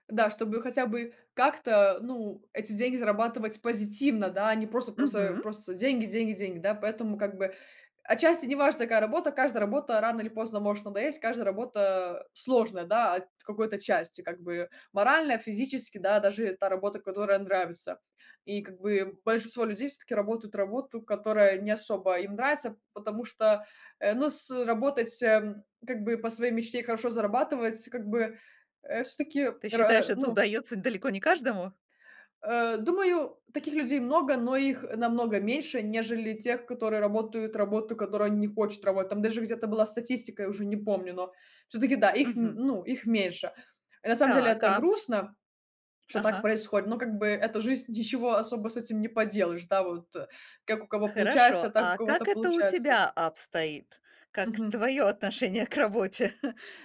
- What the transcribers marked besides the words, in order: tapping; chuckle
- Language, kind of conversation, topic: Russian, podcast, Как вы выстраиваете личные границы, чтобы не выгорать на работе?